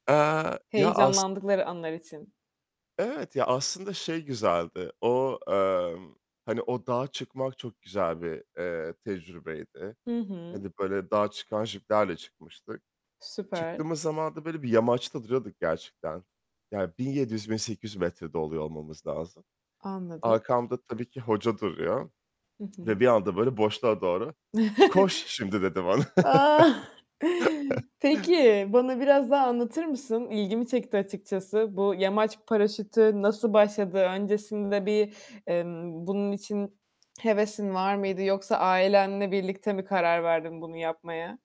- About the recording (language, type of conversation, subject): Turkish, podcast, Ailenle yaşadığın unutulmaz bir anını paylaşır mısın?
- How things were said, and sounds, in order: static; other background noise; chuckle; chuckle; tapping; distorted speech